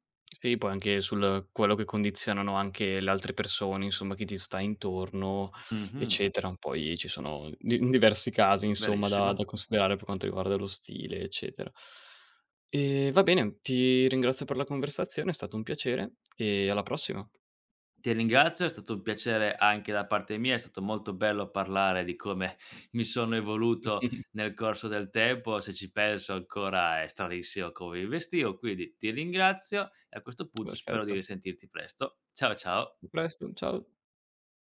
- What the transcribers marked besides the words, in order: laughing while speaking: "di"; other background noise; "ringrazio" said as "lingrazio"; laughing while speaking: "come"; chuckle; tapping
- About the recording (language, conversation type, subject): Italian, podcast, Come è cambiato il tuo stile nel tempo?